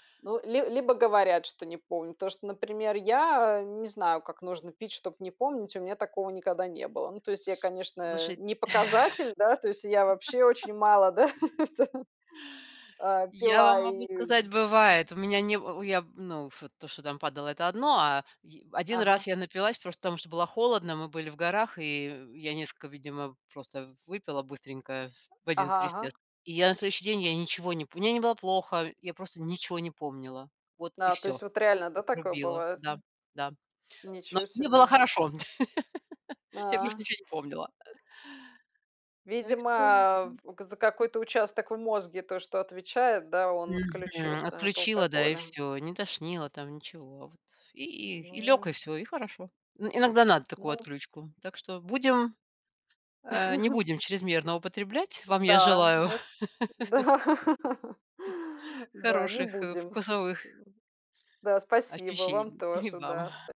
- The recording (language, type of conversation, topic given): Russian, unstructured, Как вы относитесь к чрезмерному употреблению алкоголя на праздниках?
- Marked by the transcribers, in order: "Потому что" said as "птошто"; laugh; laughing while speaking: "да, пила"; "несколько" said as "нескока"; other background noise; tapping; laugh; chuckle; laughing while speaking: "да"; laugh